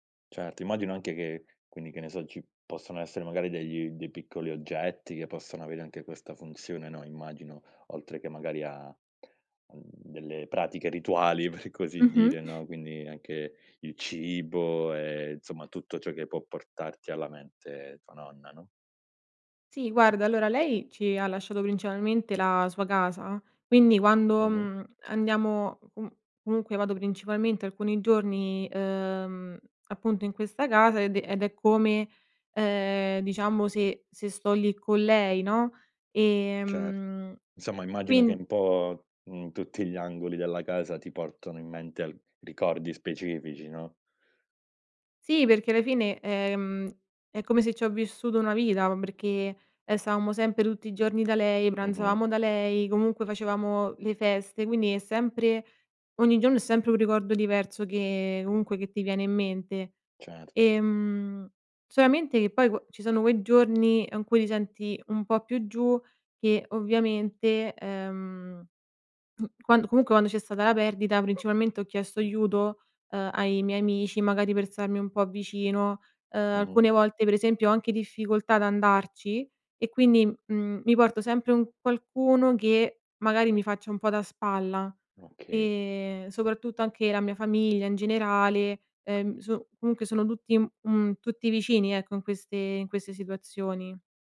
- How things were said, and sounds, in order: other background noise; laughing while speaking: "per"
- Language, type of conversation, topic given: Italian, podcast, Cosa ti ha insegnato l’esperienza di affrontare una perdita importante?